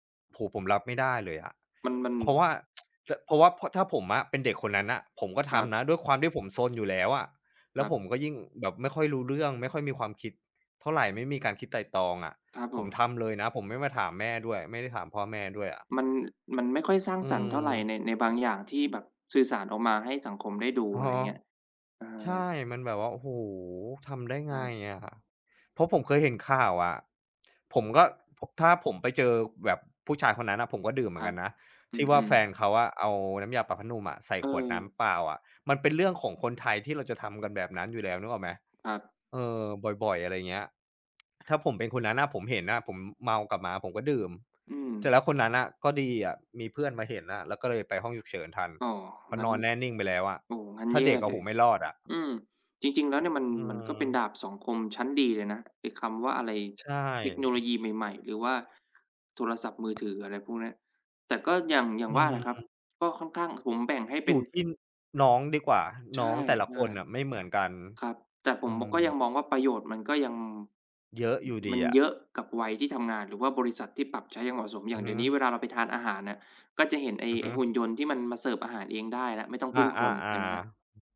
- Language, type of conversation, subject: Thai, unstructured, ข่าวเทคโนโลยีใหม่ล่าสุดส่งผลต่อชีวิตของเราอย่างไรบ้าง?
- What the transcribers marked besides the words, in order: tsk; tsk; tapping